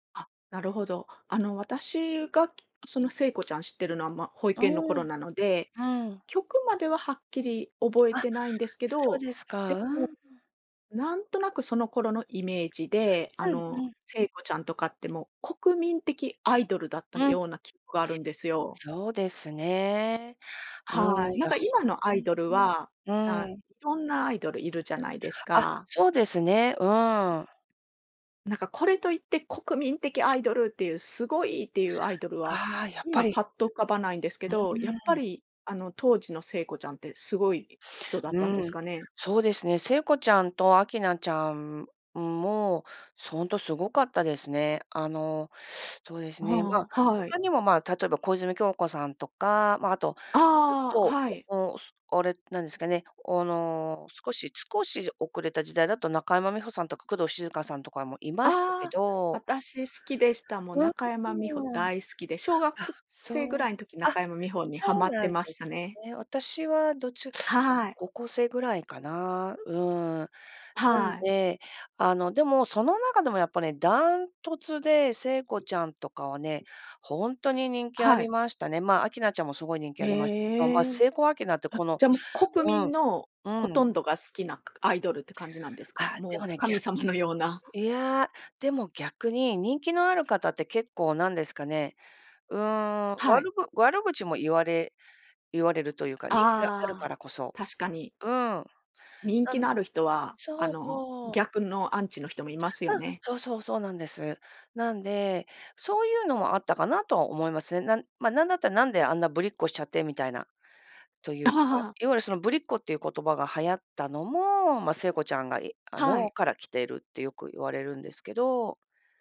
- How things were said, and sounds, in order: other background noise; chuckle
- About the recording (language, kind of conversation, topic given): Japanese, podcast, 昔好きだった曲は、今でも聴けますか？